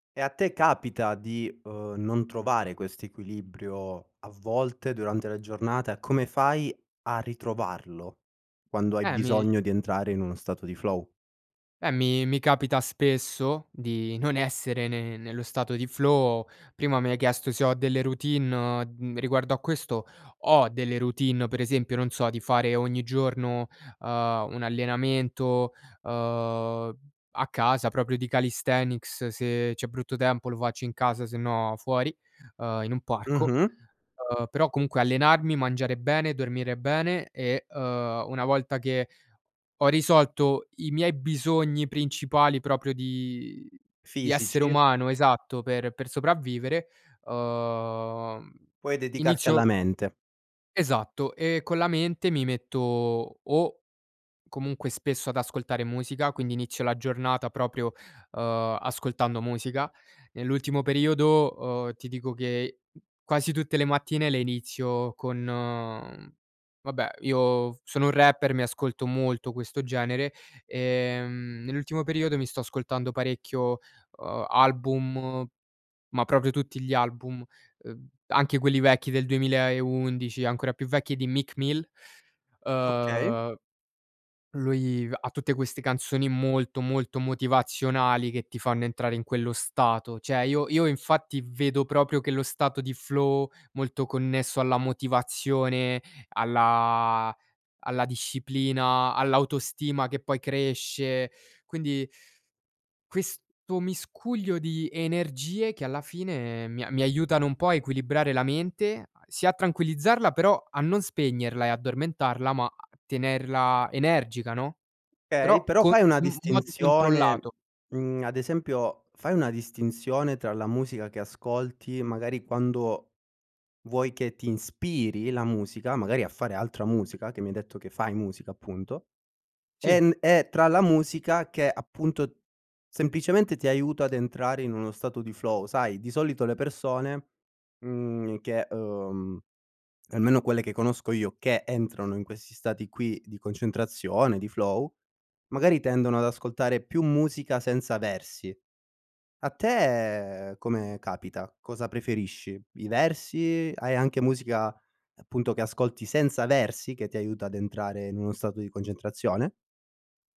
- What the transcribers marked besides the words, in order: in English: "flow?"; in English: "flow"; "Cioè" said as "ceh"; in English: "flow"; "Okay" said as "kay"; in English: "flow"; in English: "flow"; "concentrazione" said as "congentrazione"
- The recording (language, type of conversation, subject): Italian, podcast, Cosa fai per entrare in uno stato di flow?